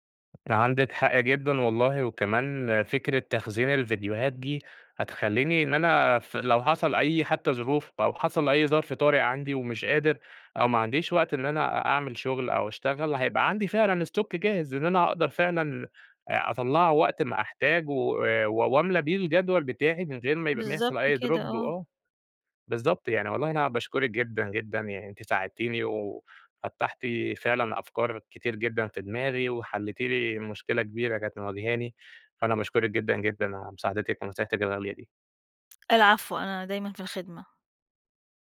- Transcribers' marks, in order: in English: "stock"; in English: "Drop"
- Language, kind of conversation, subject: Arabic, advice, إزاي أتعامل مع فقدان الدافع إني أكمل مشروع طويل المدى؟
- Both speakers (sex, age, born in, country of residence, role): female, 40-44, Egypt, Portugal, advisor; male, 30-34, Egypt, Egypt, user